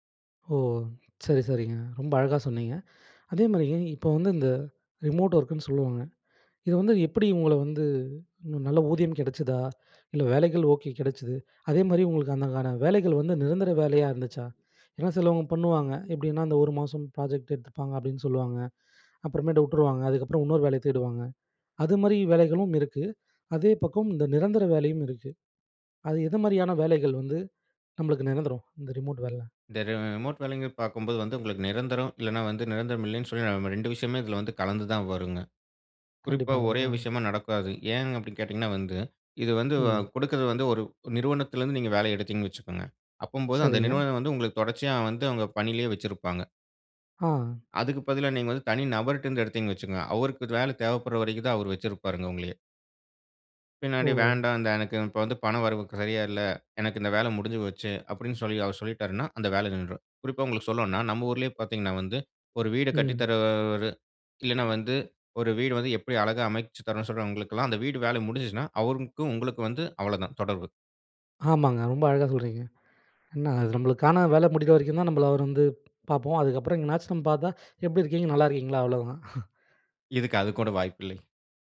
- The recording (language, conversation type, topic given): Tamil, podcast, மெய்நிகர் வேலை உங்கள் சமநிலைக்கு உதவுகிறதா, அல்லது அதை கஷ்டப்படுத்துகிறதா?
- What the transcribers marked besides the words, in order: other background noise; in English: "ரிமோட் வொர்க்"; drawn out: "வந்து"; "சிலபேர்" said as "சிலவங்க"; in English: "ப்ராஜெக்ட்"; "இன்னொரு" said as "உன்னொரு"; "எது" said as "எத"; in English: "ரிமோட்"; "வேலைல" said as "வேல்ல"; in English: "ரிமோட்"; "வேலைங்கறது" said as "வேலைங்க"; "அப்படீங்கம்போது" said as "அப்பம்போது"; other noise; drawn out: "தரவரு"; chuckle